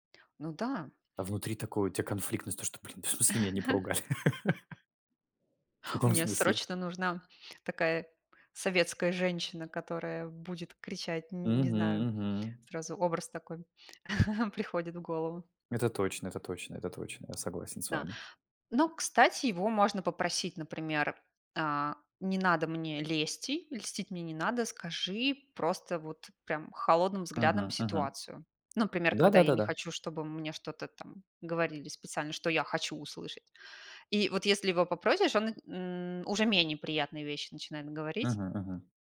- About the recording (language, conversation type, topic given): Russian, unstructured, Почему многие люди боятся обращаться к психологам?
- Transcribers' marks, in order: chuckle; laugh; gasp; tapping; chuckle